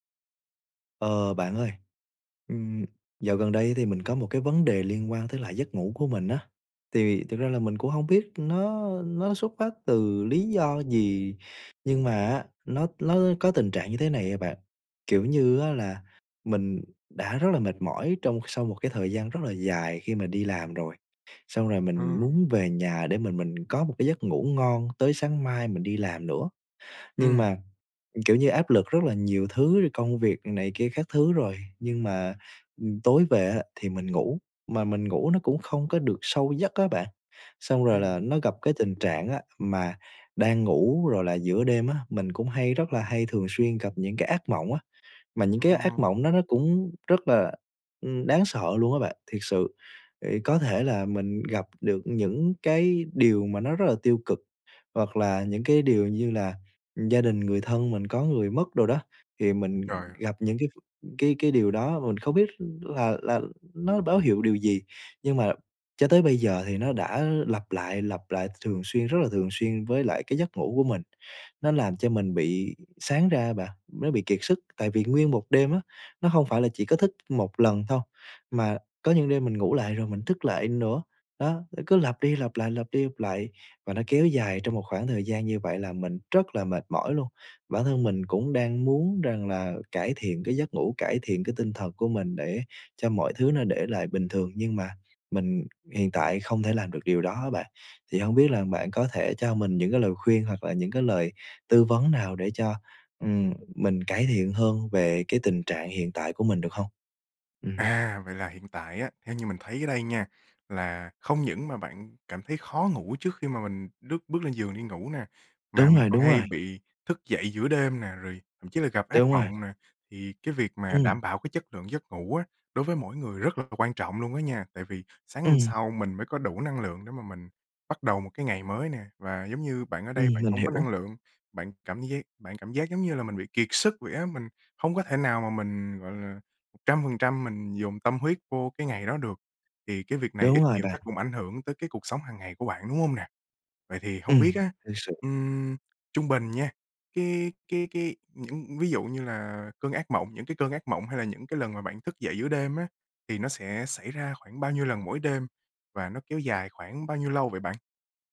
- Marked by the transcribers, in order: tapping; unintelligible speech
- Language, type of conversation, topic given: Vietnamese, advice, Vì sao tôi thường thức giấc nhiều lần giữa đêm và không thể ngủ lại được?